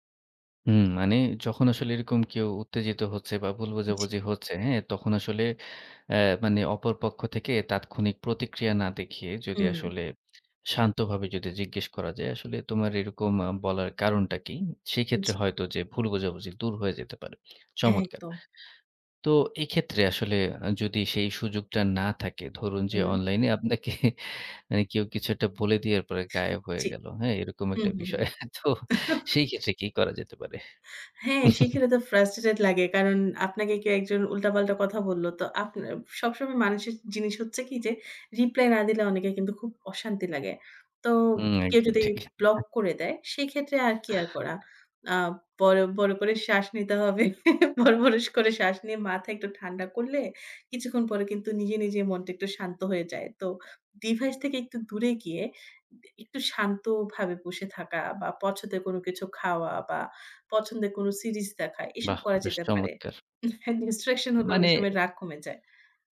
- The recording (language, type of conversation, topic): Bengali, podcast, অনলাইনে ভুল বোঝাবুঝি হলে তুমি কী করো?
- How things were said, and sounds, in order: tapping; lip smack; lip smack; laughing while speaking: "আপনাকে"; other background noise; chuckle; laughing while speaking: "তো"; chuckle; in English: "frustrated"; chuckle; breath; chuckle; laughing while speaking: "বড়, বড়স করে শ্বাস নিয়ে"; "বড়" said as "বড়স"; unintelligible speech; in English: "instruction"